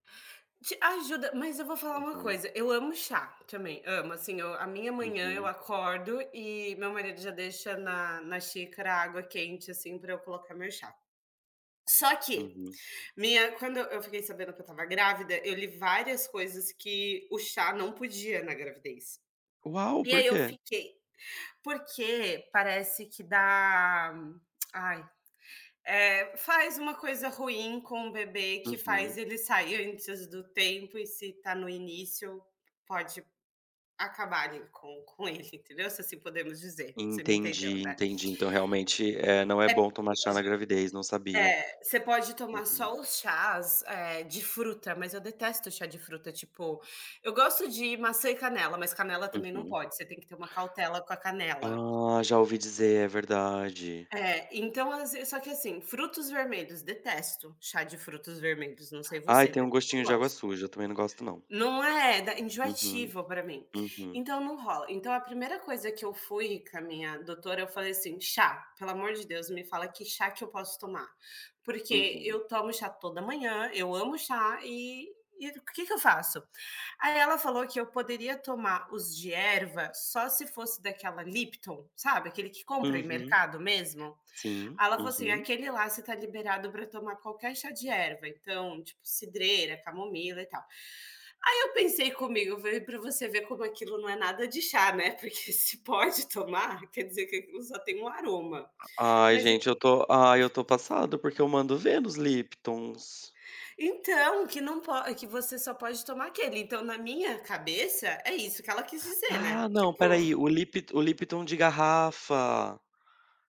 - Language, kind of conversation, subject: Portuguese, unstructured, Quais são os pequenos prazeres do seu dia a dia?
- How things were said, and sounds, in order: tongue click; other background noise; chuckle